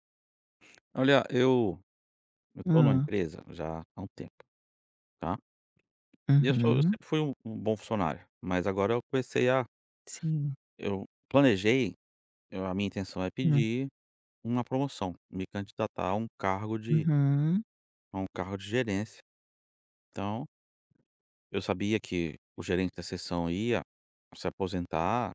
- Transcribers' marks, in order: other background noise; tapping
- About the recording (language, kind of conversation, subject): Portuguese, advice, Como pedir uma promoção ao seu gestor após resultados consistentes?